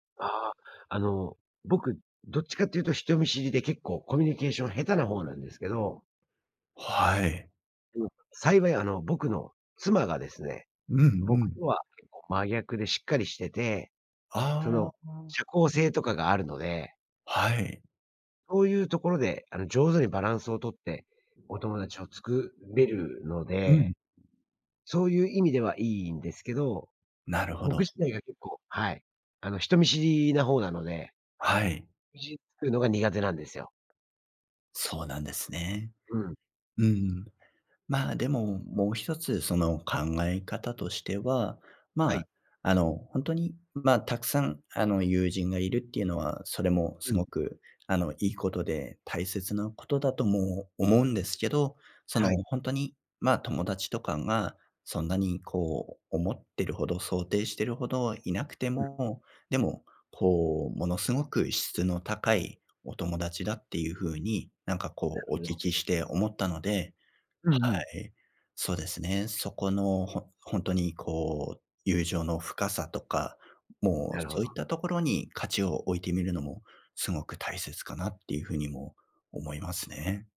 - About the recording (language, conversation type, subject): Japanese, advice, 引っ越してきた地域で友人がいないのですが、どうやって友達を作ればいいですか？
- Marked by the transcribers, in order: unintelligible speech; tapping